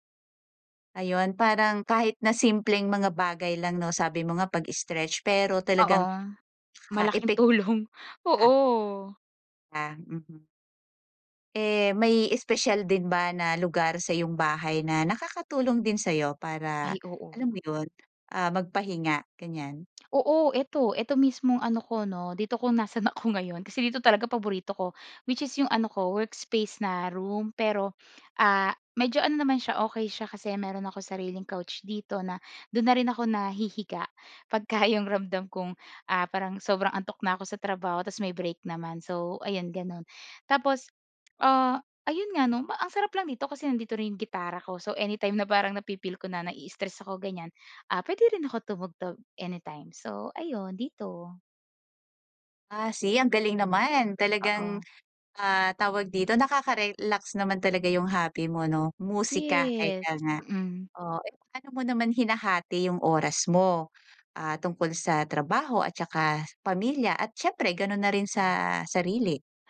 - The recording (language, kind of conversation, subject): Filipino, podcast, Paano mo pinapawi ang stress sa loob ng bahay?
- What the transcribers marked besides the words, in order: laughing while speaking: "tulong"; tapping; laughing while speaking: "'yong"; tongue click